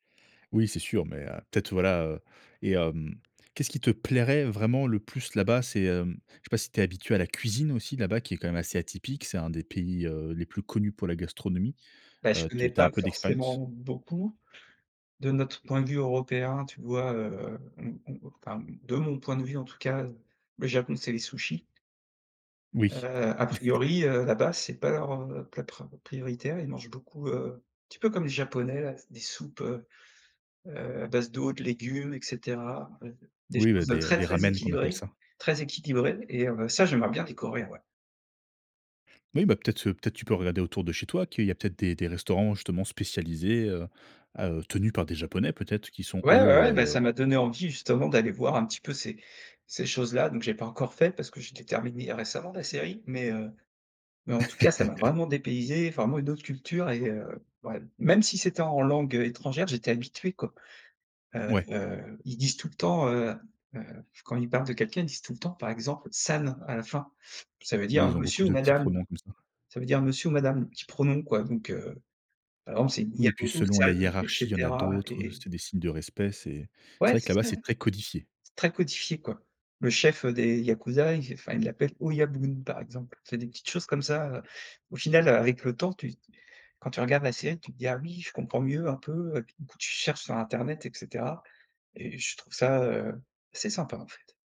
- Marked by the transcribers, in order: other noise; tapping; chuckle; chuckle; in Japanese: "san"; in Japanese: "Niamaoto san"; put-on voice: "oyabun"
- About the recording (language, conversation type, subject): French, podcast, Quel film t’a ouvert les yeux sur une autre culture ?